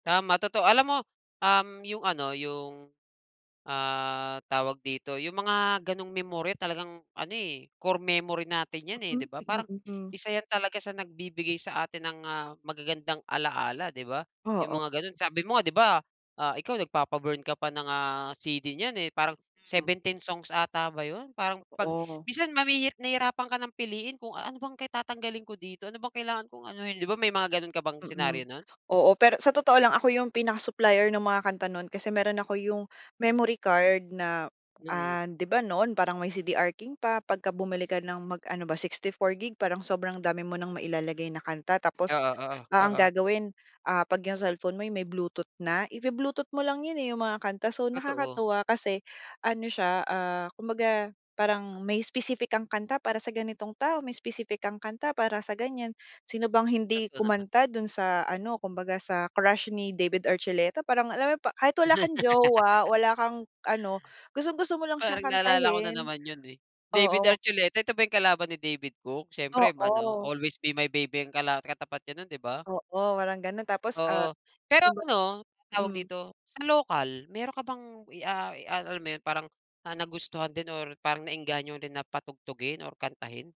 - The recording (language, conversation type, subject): Filipino, podcast, Anong kanta ang maituturing mong soundtrack ng kabataan mo?
- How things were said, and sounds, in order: laugh; in English: "Always Be My Baby"